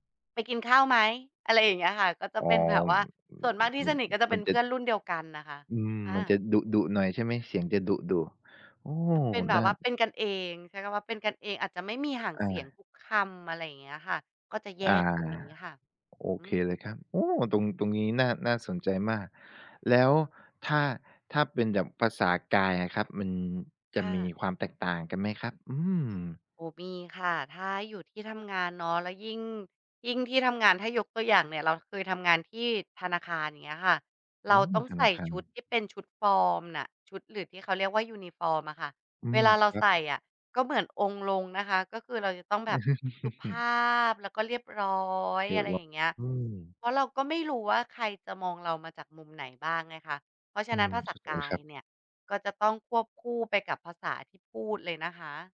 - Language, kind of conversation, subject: Thai, podcast, คุณปรับวิธีใช้ภาษาตอนอยู่กับเพื่อนกับตอนทำงานต่างกันไหม?
- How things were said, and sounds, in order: other noise; tapping; chuckle